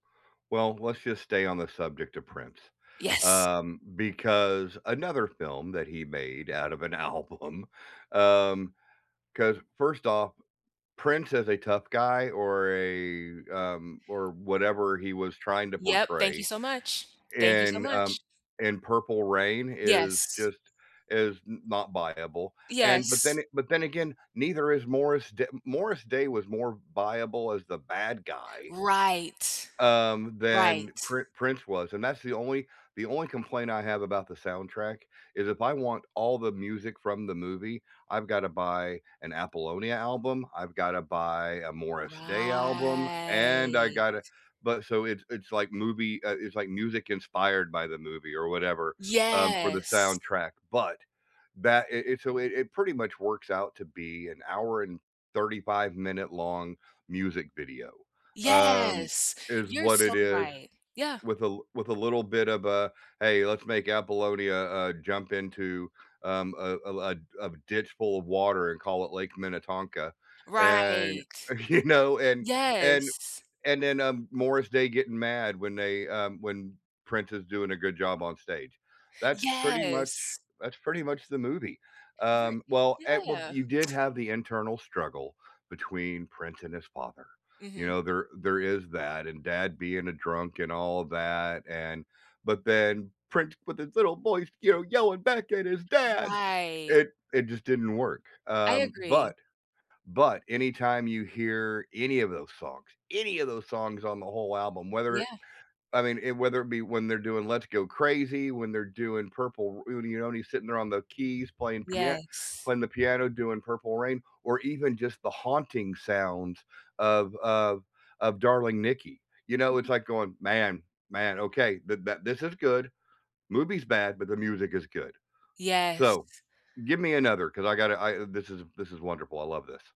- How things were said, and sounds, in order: tapping; laughing while speaking: "album"; drawn out: "Right"; drawn out: "Yes"; laughing while speaking: "you know"; other background noise; put-on voice: "with his little voice, you know, yelling back at his dad"; stressed: "any"
- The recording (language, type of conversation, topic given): English, unstructured, Which movie soundtracks outshined their films for you, and what memories do they bring back?
- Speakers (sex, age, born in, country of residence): female, 30-34, United States, United States; male, 60-64, United States, United States